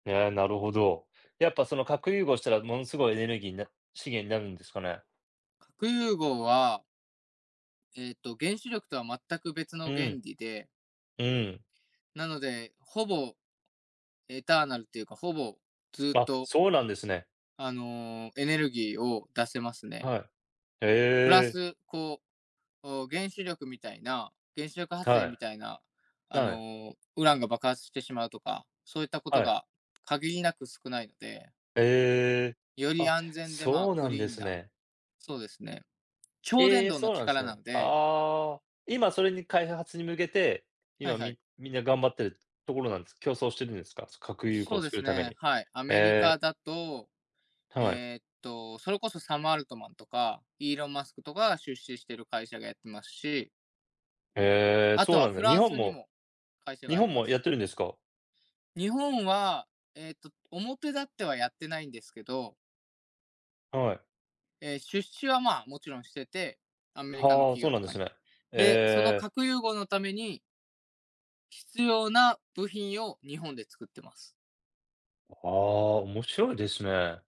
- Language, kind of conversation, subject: Japanese, unstructured, 宇宙についてどう思いますか？
- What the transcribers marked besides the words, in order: in English: "エターナル"